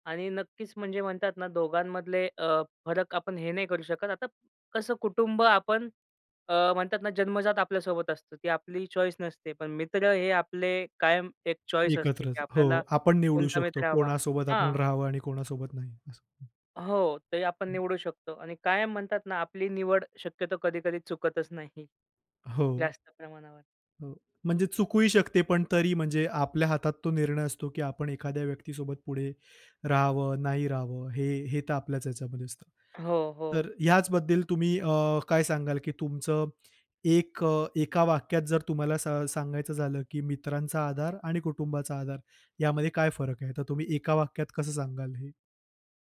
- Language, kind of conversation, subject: Marathi, podcast, मित्रांकडून मिळणारा आधार आणि कुटुंबाकडून मिळणारा आधार यातील मूलभूत फरक तुम्ही कसा समजावाल?
- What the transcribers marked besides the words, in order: tapping; in English: "चॉईस"; in English: "चॉईस"; laughing while speaking: "नाही"